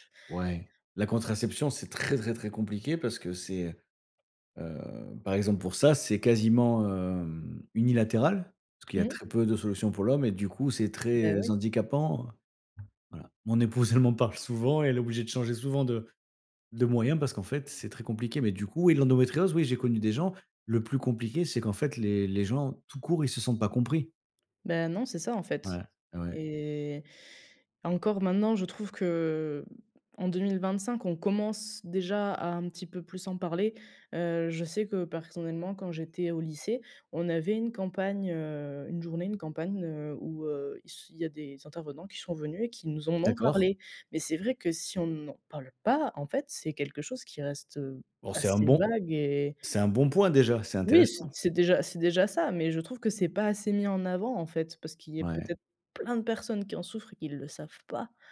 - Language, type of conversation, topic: French, unstructured, Quelle invention scientifique aurait changé ta vie ?
- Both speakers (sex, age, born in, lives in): female, 20-24, France, France; male, 45-49, France, France
- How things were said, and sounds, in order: tapping; stressed: "plein"